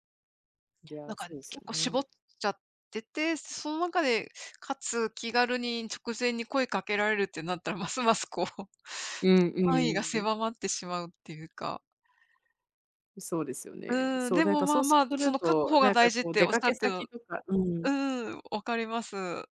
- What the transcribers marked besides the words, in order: laughing while speaking: "こう"; other background noise
- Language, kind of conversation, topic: Japanese, unstructured, 家族や友達と一緒に過ごすとき、どんな楽しみ方をしていますか？